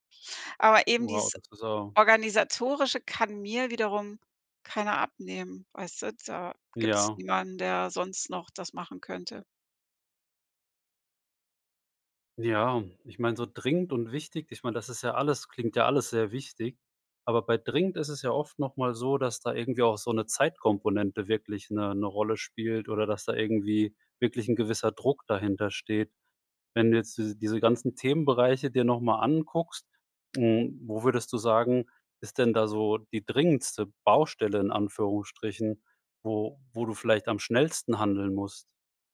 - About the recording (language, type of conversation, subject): German, advice, Wie kann ich dringende und wichtige Aufgaben sinnvoll priorisieren?
- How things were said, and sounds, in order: other background noise